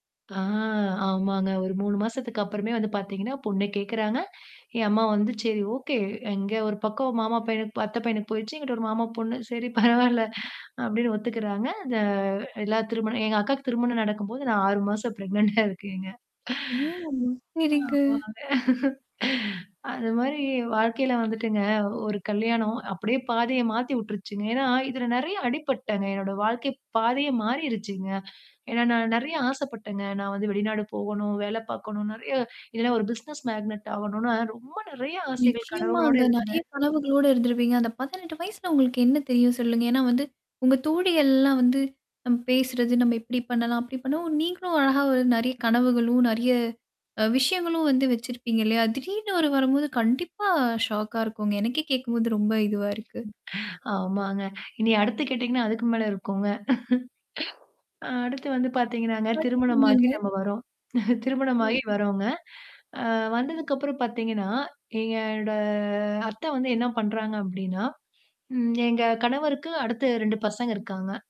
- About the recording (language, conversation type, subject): Tamil, podcast, எதிர்பாராத ஒரு சம்பவம் உங்கள் வாழ்க்கை பாதையை மாற்றியதா?
- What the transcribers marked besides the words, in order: laughing while speaking: "எனங்கிட்ட ஒரு மாமா பொண்ணு. சரி, பரவால்ல"; laughing while speaking: "நான் ஆறு மாசம் ப்ரெக்னென்டா இருக்கேங்க"; static; drawn out: "ஓ!"; in English: "ப்ரெக்னென்டா"; breath; chuckle; other background noise; in English: "பிசினஸ் மேக்னெட்"; in English: "ஷாக்கா"; chuckle; chuckle; mechanical hum